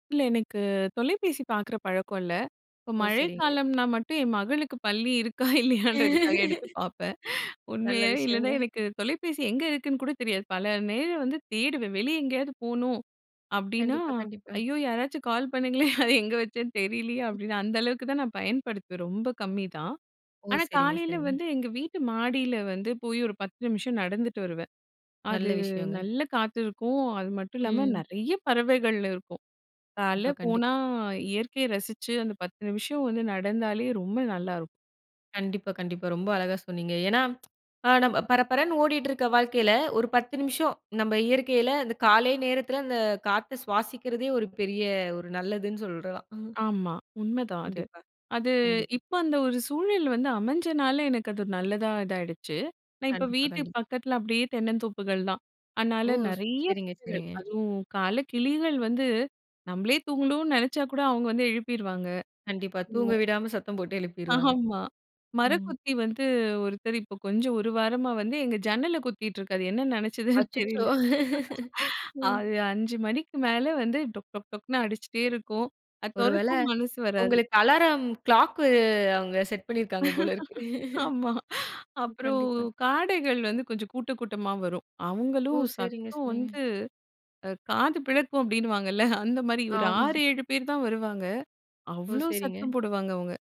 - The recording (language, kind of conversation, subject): Tamil, podcast, காலையில் விழித்ததும் உடல் சுறுசுறுப்பாக இருக்க நீங்கள் என்ன செய்கிறீர்கள்?
- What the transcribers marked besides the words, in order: other noise; laughing while speaking: "இருக்கா இல்லையான்றதுக்காக எடுத்துப் பாப்பேன். உண்மையா … நேரம் வந்து தேடுவேன்"; laugh; laughing while speaking: "ஐயோ யாராச்சும் கால் பண்ணுங்களே அத எங்க வச்சேன்னு தெரிலயே அப்டின்னு"; tsk; laughing while speaking: "ஆமா"; laughing while speaking: "நெனைச்சுதுன்னு தெரியல"; laugh; in English: "கிளாக்கு"; in English: "செட்"; laugh; chuckle; chuckle; laughing while speaking: "ஆமா"